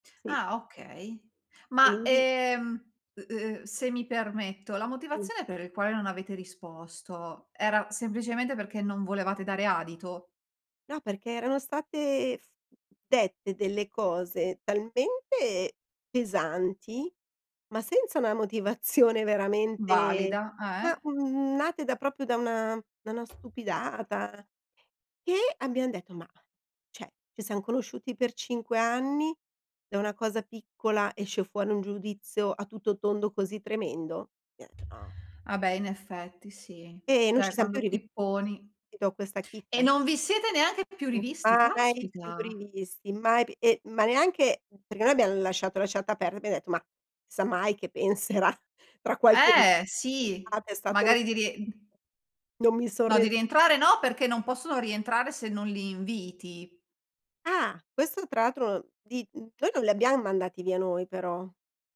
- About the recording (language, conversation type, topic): Italian, podcast, Come gestisci le chat di gruppo troppo rumorose?
- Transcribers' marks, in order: "proprio" said as "propio"; other background noise; "cioè" said as "ceh"; unintelligible speech; "Cioè" said as "ceh"; laughing while speaking: "penserà"